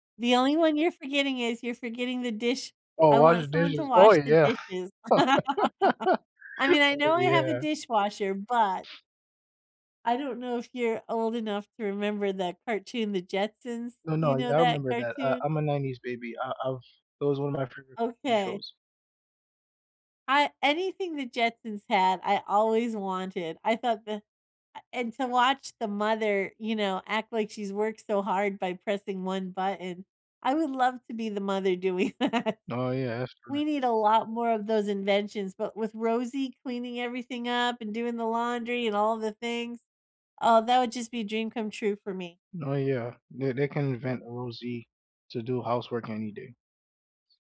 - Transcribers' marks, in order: laugh; laughing while speaking: "doing that"; other background noise
- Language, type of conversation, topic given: English, unstructured, What is the most surprising invention you use every day?
- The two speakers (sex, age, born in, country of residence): female, 50-54, United States, United States; male, 35-39, United States, United States